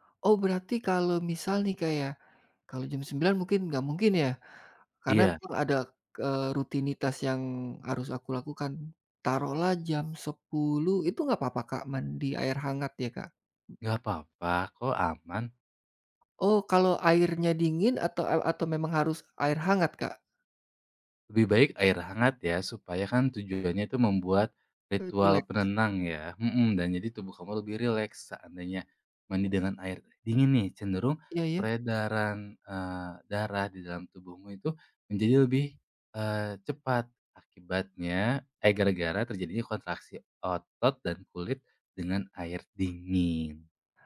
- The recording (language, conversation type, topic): Indonesian, advice, Bagaimana saya gagal menjaga pola tidur tetap teratur dan mengapa saya merasa lelah saat bangun pagi?
- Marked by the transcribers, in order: other background noise